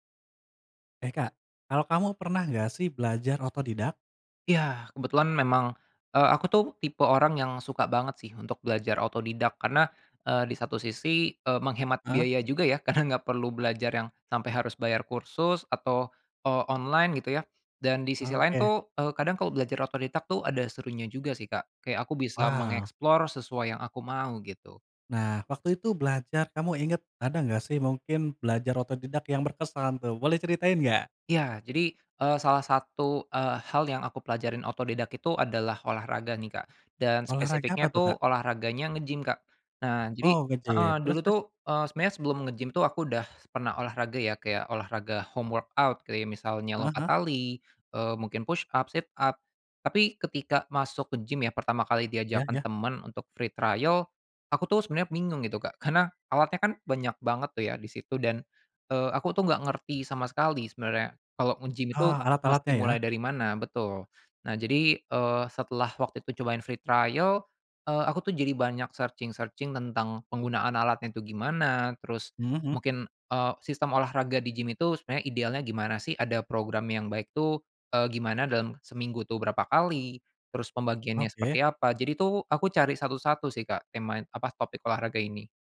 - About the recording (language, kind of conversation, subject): Indonesian, podcast, Pernah nggak belajar otodidak, ceritain dong?
- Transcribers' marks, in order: laughing while speaking: "karena"; in English: "home workout"; in English: "push up, sit up"; in English: "free trial"; in English: "free trial"; in English: "searching-searching"